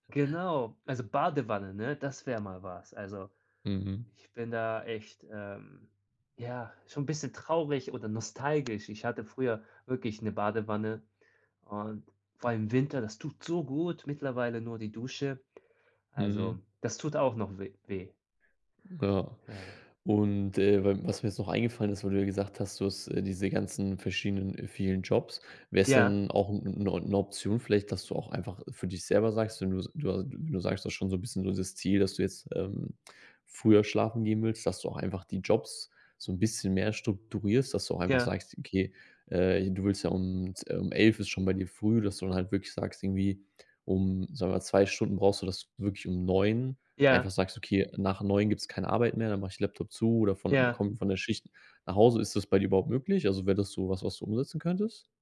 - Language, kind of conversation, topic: German, advice, Warum gehst du abends nicht regelmäßig früher schlafen?
- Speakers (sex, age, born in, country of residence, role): male, 30-34, Germany, Germany, advisor; male, 30-34, Japan, Germany, user
- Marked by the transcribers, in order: other background noise